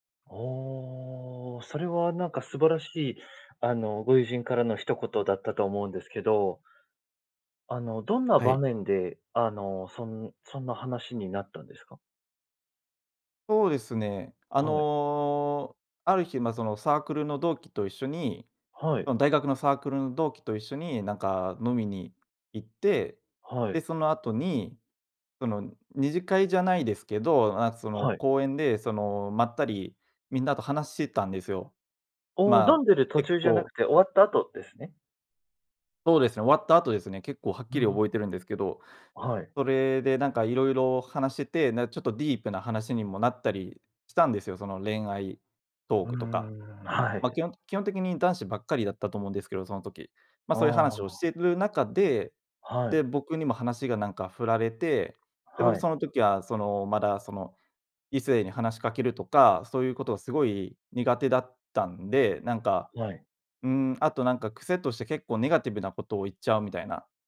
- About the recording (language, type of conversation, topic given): Japanese, podcast, 誰かの一言で人生の進む道が変わったことはありますか？
- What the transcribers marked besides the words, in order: none